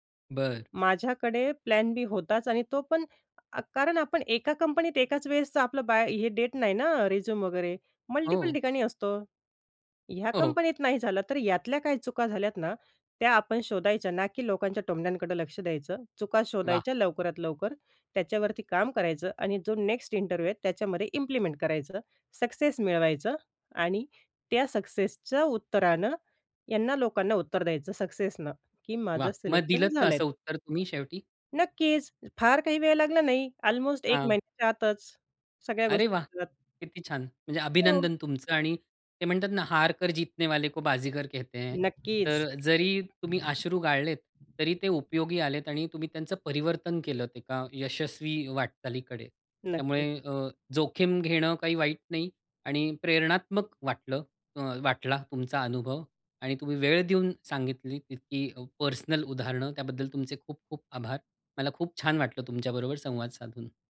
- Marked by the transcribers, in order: in English: "प्लॅन बी"; in English: "मल्टिपल"; laughing while speaking: "हो, हो"; in English: "इंटरव्ह्यू"; in English: "इम्प्लिमेंट"; other background noise; in English: "अल्मोस्ट"; unintelligible speech; in Hindi: "हार कर जीतने वाले को बाजीगर कहते हैं"; tapping
- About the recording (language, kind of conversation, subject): Marathi, podcast, जोखीम घेतल्यानंतर अपयश आल्यावर तुम्ही ते कसे स्वीकारता आणि त्यातून काय शिकता?